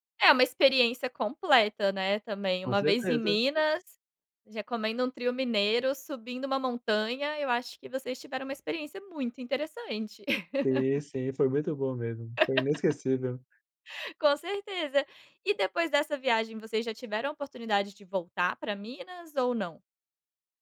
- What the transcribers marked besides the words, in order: laugh
- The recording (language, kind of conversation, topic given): Portuguese, podcast, Qual foi uma viagem que transformou sua vida?